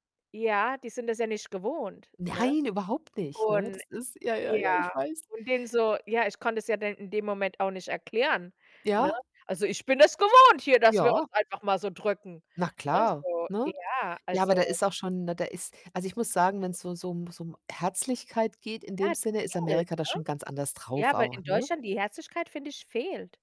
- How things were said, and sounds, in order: distorted speech
- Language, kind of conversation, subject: German, unstructured, Was ärgert dich an unserem sozialen Verhalten am meisten?